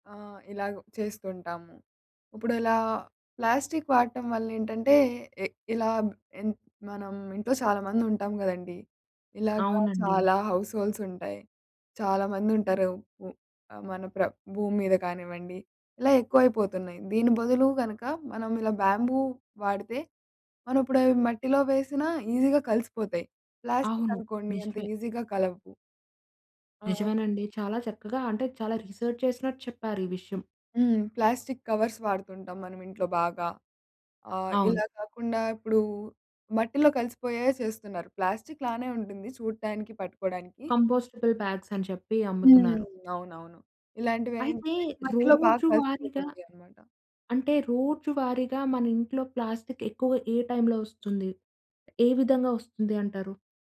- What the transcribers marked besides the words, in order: in English: "ప్లాస్టిక్"; in English: "హౌస్‌హోల్డ్స్"; in English: "ఈజీగా"; in English: "ఈజీగా"; in English: "రీసెర్చ్"; in English: "ప్లాస్టిక్ కవర్స్"; in English: "ప్లాస్టిక్‌లానే"; in English: "కంపోస్టబుల్ బ్యాగ్స్"; in English: "ప్లాస్టిక్"; tapping
- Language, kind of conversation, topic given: Telugu, podcast, మీ రోజువారీ జీవితంలో పర్యావరణానికి సహాయం చేయడానికి మీరు ఏమేం చేస్తారు?